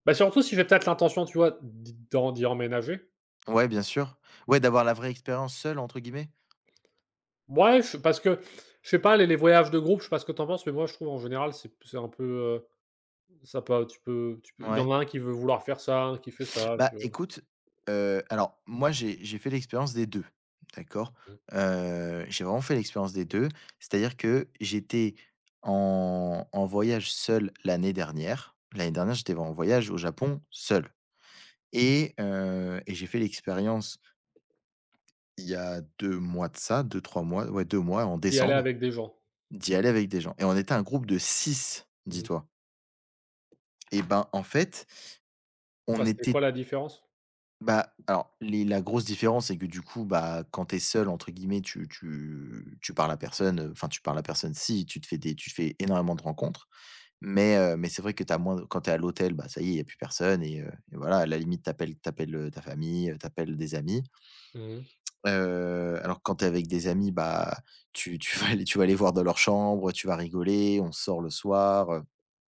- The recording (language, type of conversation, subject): French, unstructured, Quels défis rencontrez-vous pour goûter la cuisine locale en voyage ?
- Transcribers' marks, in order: tapping; stressed: "seul"; other background noise; tsk; laughing while speaking: "vas aller"